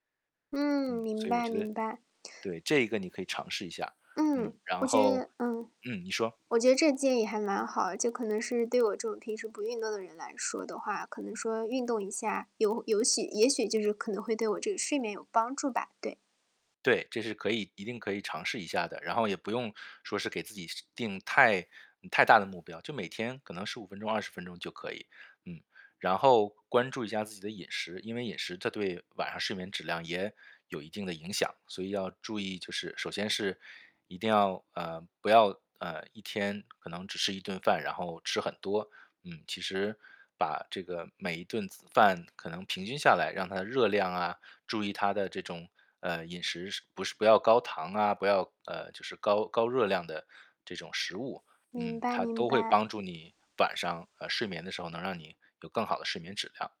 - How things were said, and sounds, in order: static; distorted speech; tapping
- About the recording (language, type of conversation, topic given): Chinese, advice, 我很难维持规律作息，该怎么开始固定睡眠时间？